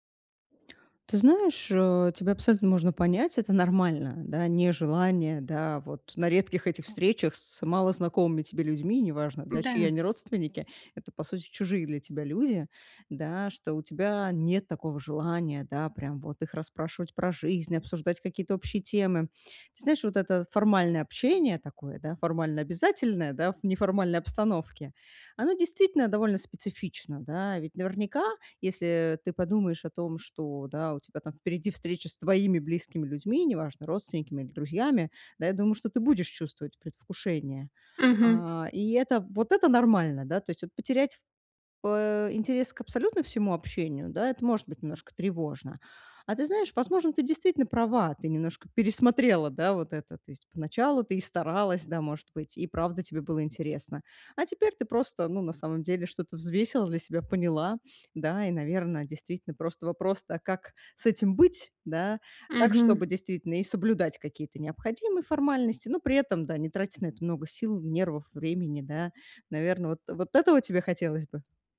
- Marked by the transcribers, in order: other background noise; tapping; background speech
- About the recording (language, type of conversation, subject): Russian, advice, Почему я чувствую себя изолированным на вечеринках и встречах?